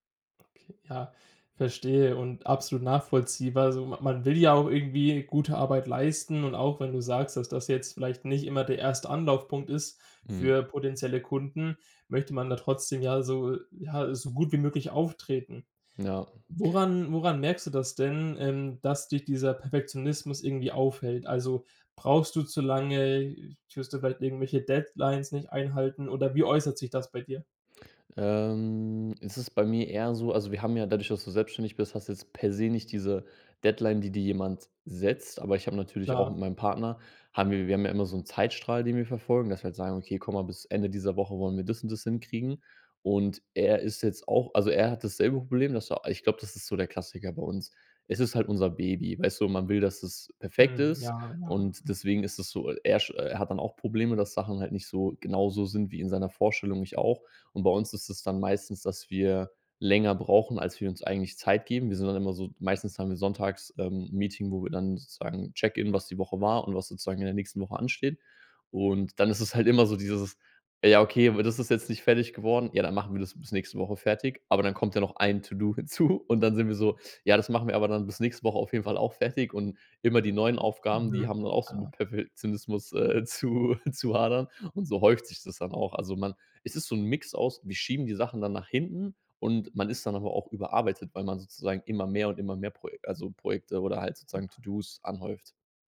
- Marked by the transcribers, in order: drawn out: "Ähm"; laughing while speaking: "hinzu"; laughing while speaking: "zu"
- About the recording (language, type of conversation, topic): German, advice, Wie kann ich verhindern, dass mich Perfektionismus davon abhält, wichtige Projekte abzuschließen?